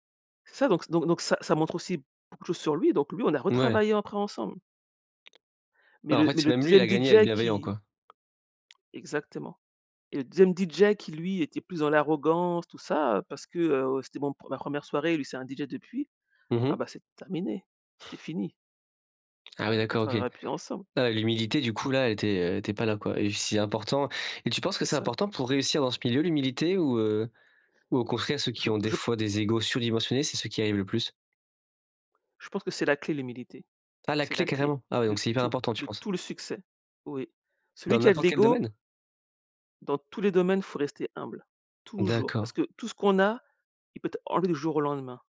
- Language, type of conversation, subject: French, podcast, Peux-tu raconter une fois où tu as échoué, mais où tu as appris quelque chose d’important ?
- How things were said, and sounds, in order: other background noise; tapping; stressed: "toujours"